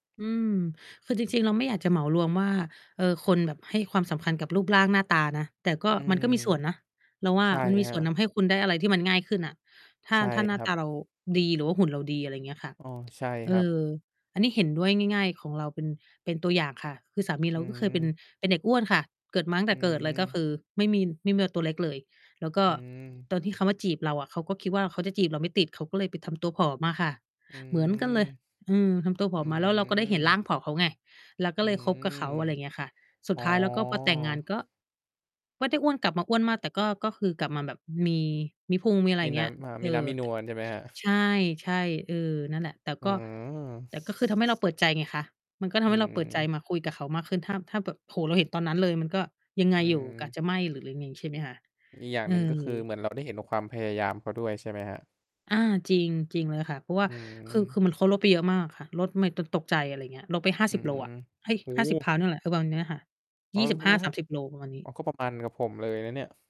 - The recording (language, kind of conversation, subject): Thai, unstructured, การออกกำลังกายช่วยเปลี่ยนแปลงชีวิตของคุณอย่างไร?
- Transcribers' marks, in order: distorted speech; tapping